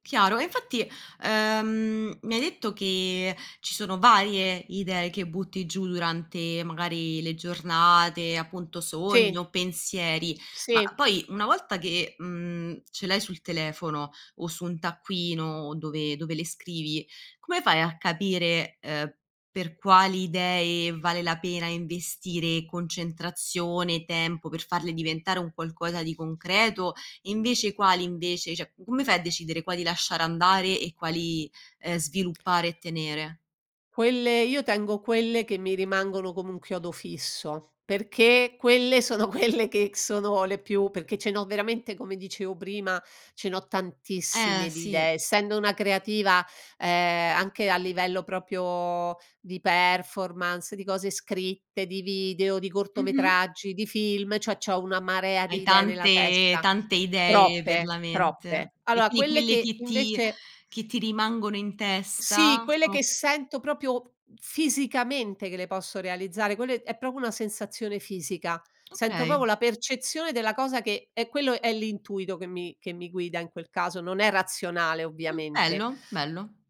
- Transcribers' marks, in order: "cioè" said as "ceh"; "come" said as "como"; laughing while speaking: "sono quelle"; "proprio" said as "propio"; in English: "performance"; "cioè" said as "ceh"; "Allora" said as "alloa"; "proprio" said as "propio"; "proprio" said as "propio"; "proprio" said as "propo"
- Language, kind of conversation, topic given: Italian, podcast, Come trasformi un'idea vaga in un progetto concreto?